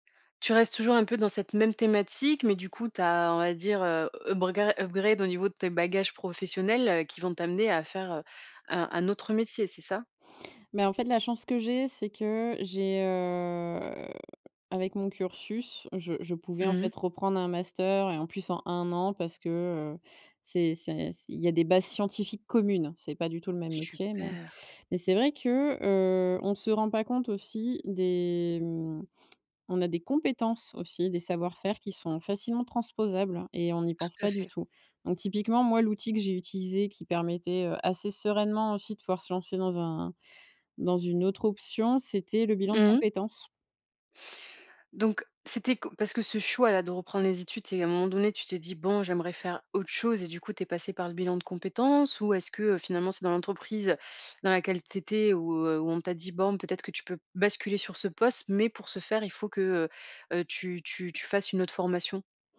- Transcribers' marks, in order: in English: "upgrade"; drawn out: "heu"; tapping; stressed: "autre"
- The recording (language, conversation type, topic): French, podcast, Comment peut-on tester une idée de reconversion sans tout quitter ?